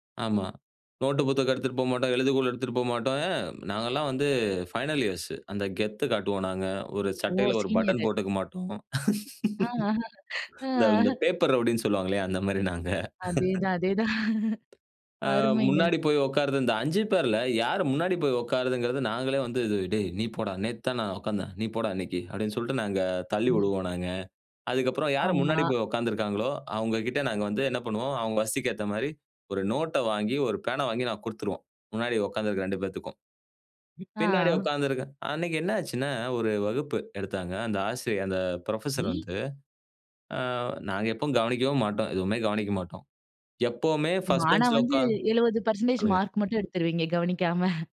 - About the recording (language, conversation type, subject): Tamil, podcast, புதிய இடத்தில் நண்பர்களை எப்படி கண்டுபிடிப்பது?
- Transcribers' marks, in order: in English: "ஃபைனல் இயர்ஸ்"; in English: "சீனியர்"; laughing while speaking: "அ, ஆ. அ, ஆ"; laugh; chuckle; other noise; chuckle; in English: "புரொஃபஸர்"; in English: "ஃபஸ்ட் பெஞ்ச்ல"; laughing while speaking: "கவனிக்காம"